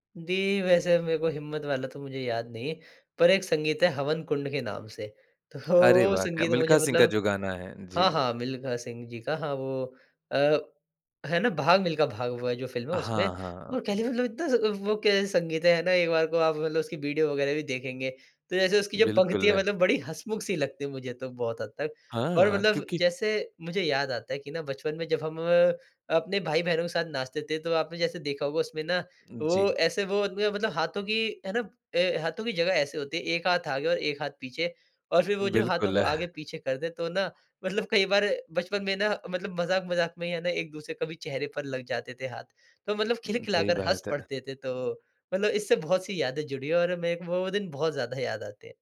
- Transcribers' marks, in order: laughing while speaking: "तो वो संगीत मुझे मतलब"; chuckle
- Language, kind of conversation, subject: Hindi, podcast, कठिन समय में आपको किस गाने से हिम्मत मिलती है?